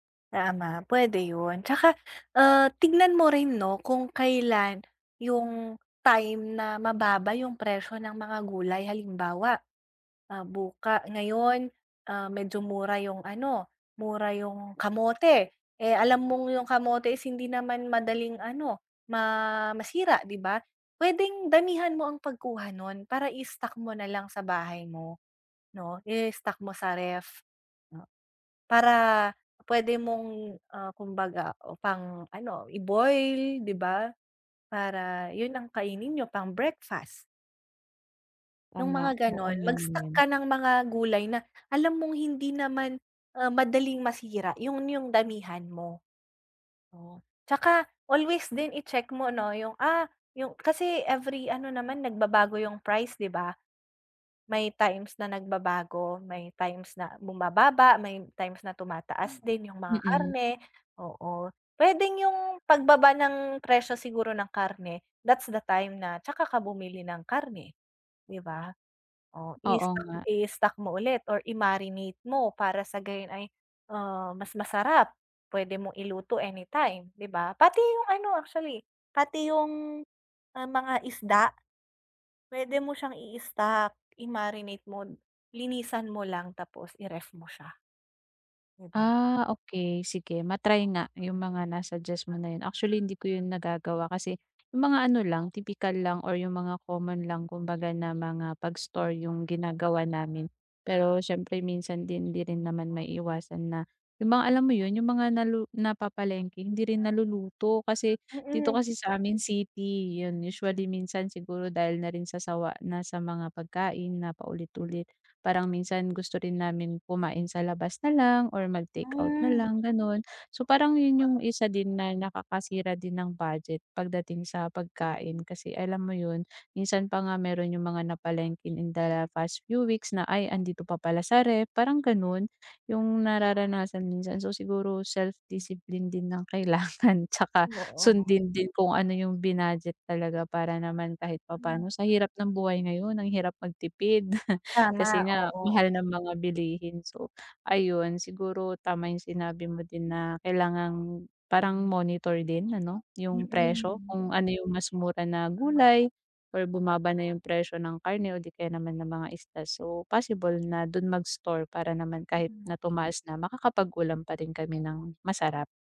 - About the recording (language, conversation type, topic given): Filipino, advice, Paano ako makakapagbadyet para sa masustansiyang pagkain bawat linggo?
- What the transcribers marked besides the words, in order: other background noise; bird; tapping; laughing while speaking: "kailangan"; chuckle